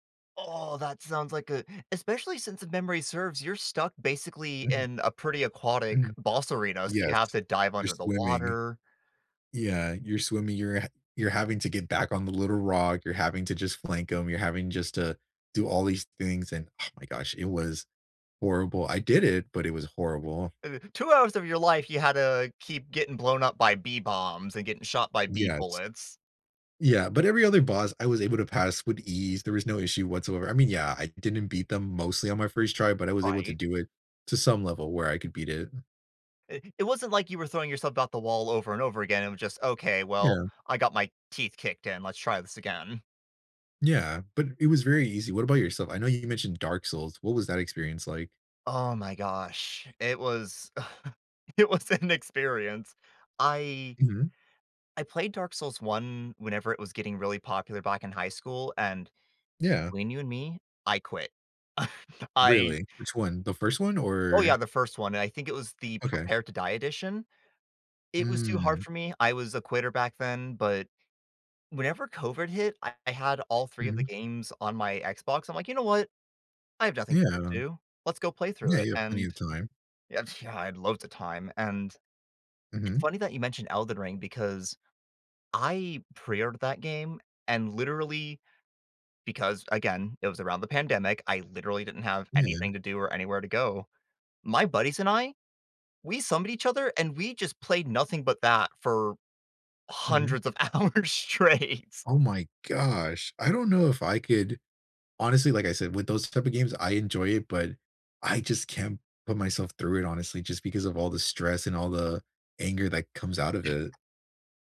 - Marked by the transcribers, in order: other background noise; scoff; laughing while speaking: "it was an experience"; scoff; laughing while speaking: "of hours straight"; tapping; chuckle
- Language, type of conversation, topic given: English, unstructured, What hobby should I try to de-stress and why?
- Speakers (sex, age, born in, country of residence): male, 20-24, United States, United States; male, 20-24, United States, United States